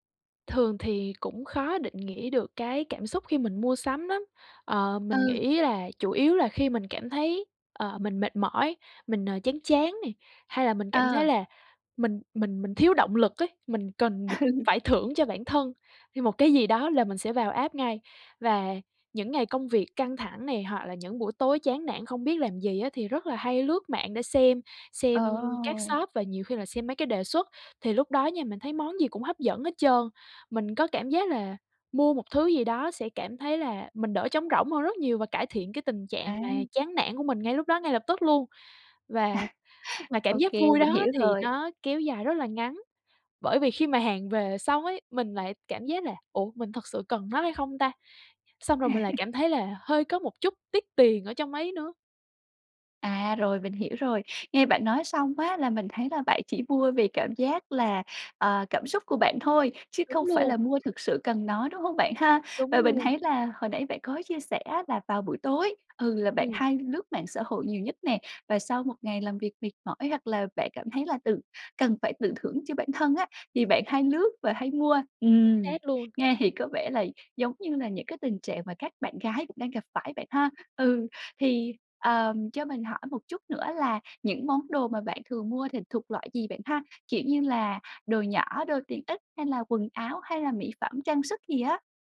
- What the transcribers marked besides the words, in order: tapping; laughing while speaking: "Ừ"; in English: "app"; background speech; chuckle; laughing while speaking: "À"; laughing while speaking: "Ừ"
- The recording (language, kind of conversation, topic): Vietnamese, advice, Làm sao để hạn chế mua sắm những thứ mình không cần mỗi tháng?